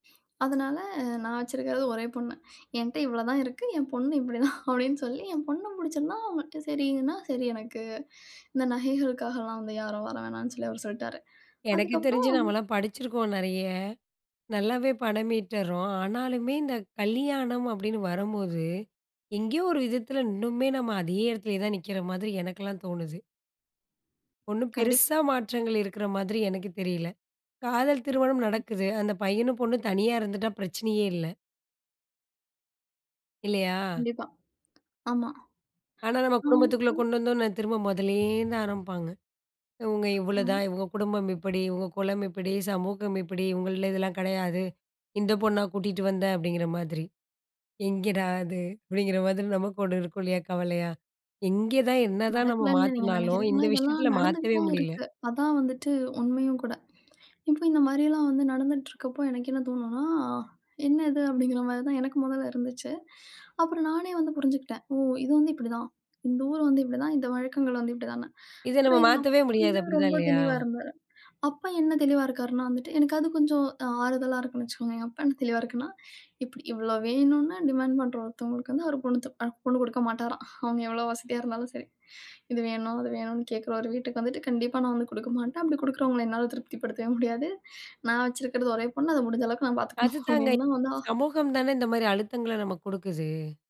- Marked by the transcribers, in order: laughing while speaking: "அதனால, நான் வச்சிருக்கிறது ஒரே பொண்ணு … பொண்ண பிடிச்சிருந்தா, சரின்னா"; other noise; unintelligible speech; laughing while speaking: "எங்கடா இது? அப்படிங்கற மாதிரி நமக்கும் ஒண்ணு இருக்கும் இல்லையா?"; in English: "டிமான்ட்"; chuckle
- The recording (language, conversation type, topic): Tamil, podcast, முந்தைய தலைமுறையினருடன் ஒப்பிட்டால் இன்றைய தலைமுறையின் திருமண வாழ்க்கை முறைகள் எப்படி மாறியிருக்கின்றன என்று நீங்கள் நினைக்கிறீர்களா?